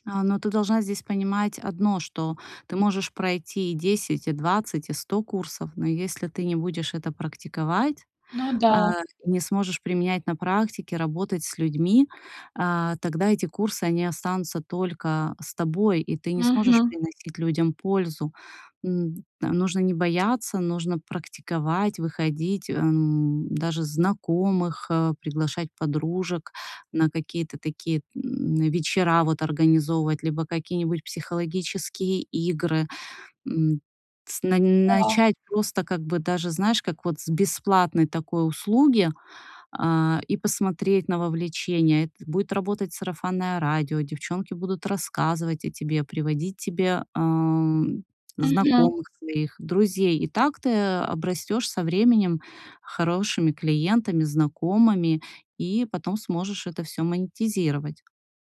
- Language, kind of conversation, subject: Russian, advice, Что делать, если из-за перфекционизма я чувствую себя ничтожным, когда делаю что-то не идеально?
- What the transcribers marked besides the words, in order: tapping